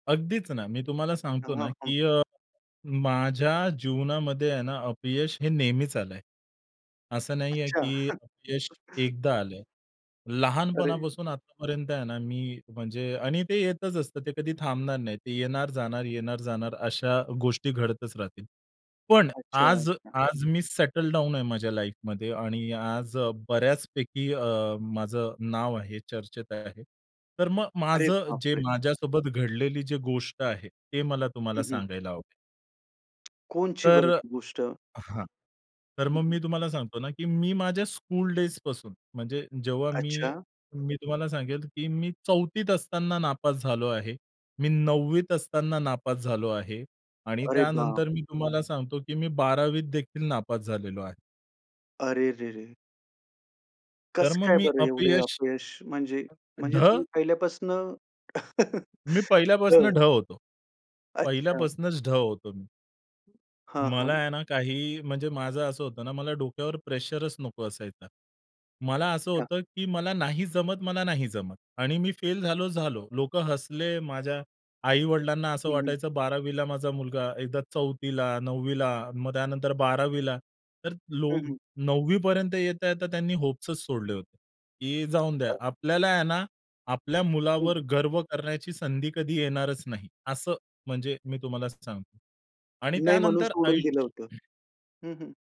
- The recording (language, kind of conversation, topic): Marathi, podcast, एखादे अपयश नंतर तुमच्यासाठी संधी कशी बनली?
- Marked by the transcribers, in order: chuckle; other background noise; in English: "सेटल डाउन"; tapping; in English: "स्कूलडेजपासून"; other noise; chuckle; throat clearing